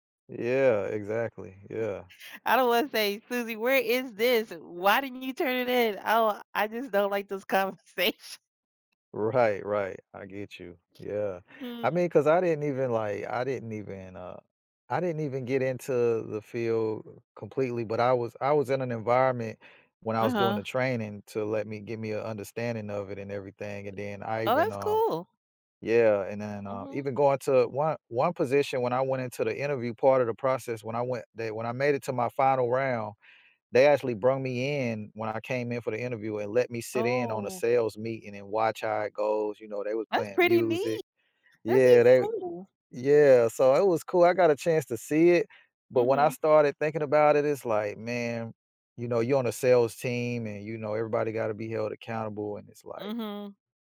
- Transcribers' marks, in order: other background noise
- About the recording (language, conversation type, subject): English, unstructured, What motivates you most when imagining your ideal career?
- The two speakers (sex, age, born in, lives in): female, 40-44, United States, United States; male, 40-44, United States, United States